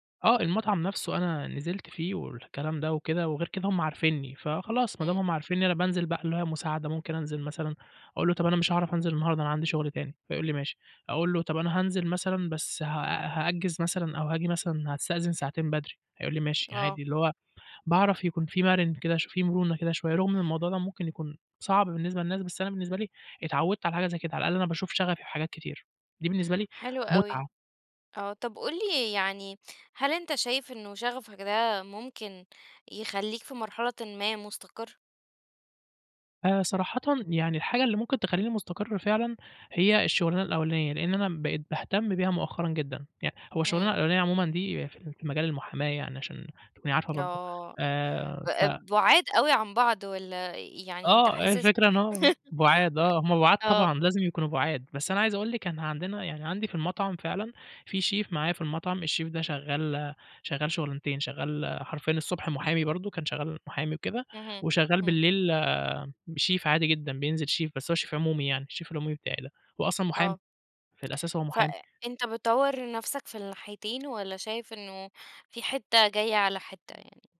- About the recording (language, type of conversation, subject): Arabic, podcast, إزاي تختار بين شغفك وفرصة شغل مستقرة؟
- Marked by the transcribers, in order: laugh; in English: "chef"; in English: "الchef"; in English: "chef"; in English: "chef"; in English: "chef"; in English: "الchef"; tapping